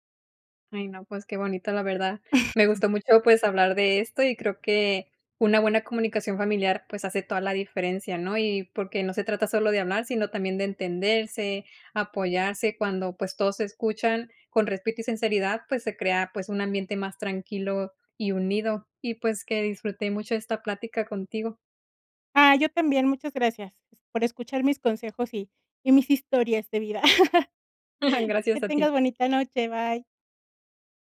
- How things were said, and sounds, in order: chuckle; laugh; chuckle
- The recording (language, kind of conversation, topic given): Spanish, podcast, ¿Cómo describirías una buena comunicación familiar?